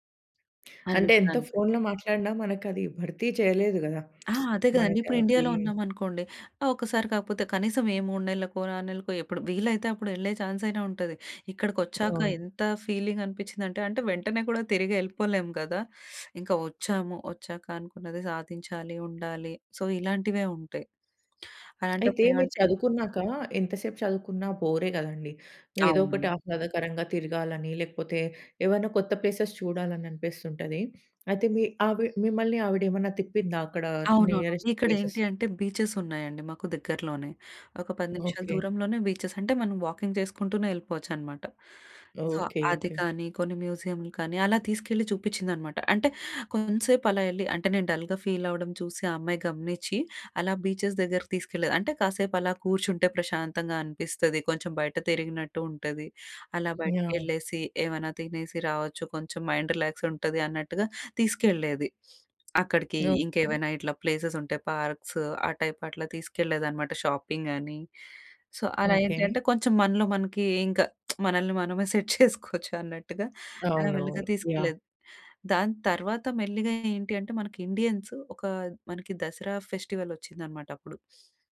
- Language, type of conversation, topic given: Telugu, podcast, ఒక నగరాన్ని సందర్శిస్తూ మీరు కొత్తదాన్ని కనుగొన్న అనుభవాన్ని కథగా చెప్పగలరా?
- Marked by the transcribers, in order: tapping; lip smack; in English: "ఫీలింగ్"; in English: "ఛాన్స్"; in English: "ఫీలింగ్"; teeth sucking; in English: "సో"; in English: "ప్లేసెస్"; in English: "నియరెస్ట్ ప్లేసెస్?"; in English: "బీచెస్"; in English: "బీచెస్"; in English: "వాకింగ్"; in English: "సో"; in English: "డల్‌గా ఫీల్"; in English: "బీచెస్"; in English: "మైండ్ రిలాక్స్"; in English: "ప్లేసెస్"; in English: "పార్క్స్"; in English: "టైప్"; in English: "షాపింగ్"; in English: "సో"; lip smack; laughing while speaking: "సెట్ చేసుకోవచ్చు"; in English: "సెట్"; in English: "ఇండియన్స్"; in English: "ఫెస్టివల్"; sniff